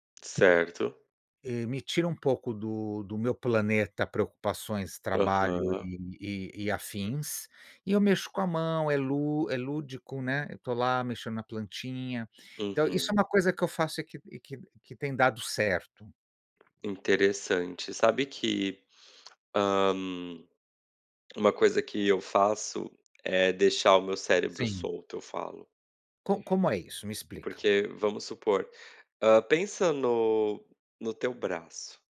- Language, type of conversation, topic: Portuguese, unstructured, Qual é o seu ambiente ideal para recarregar as energias?
- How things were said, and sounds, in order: tapping